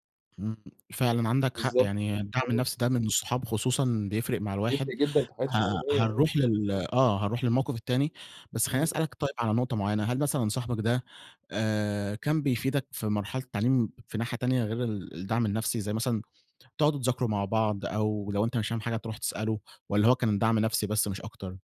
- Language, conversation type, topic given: Arabic, podcast, شو دور الأصحاب والعيلة في رحلة التعلّم؟
- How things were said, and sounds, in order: none